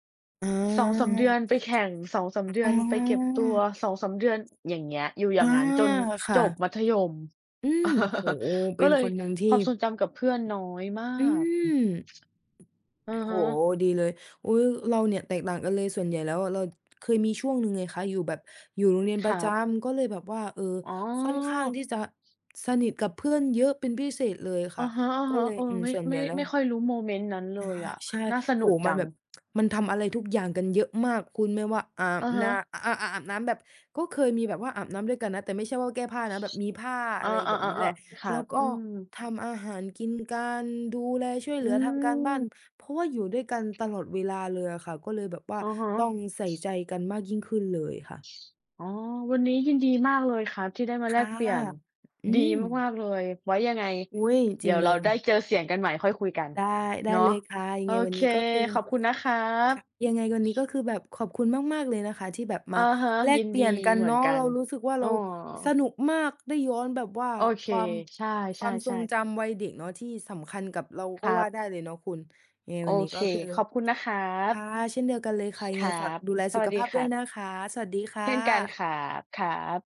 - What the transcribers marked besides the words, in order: chuckle; other background noise; tsk; other animal sound
- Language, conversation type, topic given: Thai, unstructured, คุณจำความทรงจำวัยเด็กที่ทำให้คุณยิ้มได้ไหม?